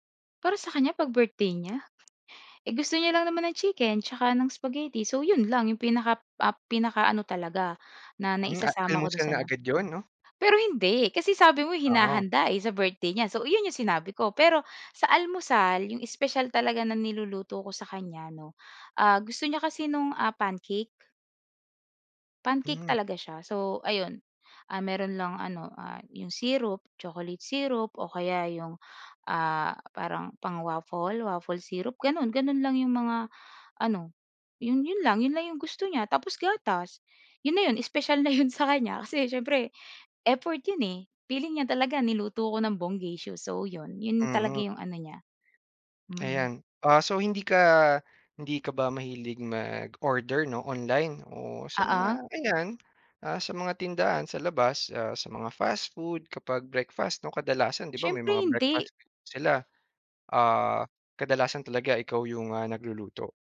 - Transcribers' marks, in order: laughing while speaking: "'yon"
- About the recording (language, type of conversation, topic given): Filipino, podcast, Ano ang karaniwang almusal ninyo sa bahay?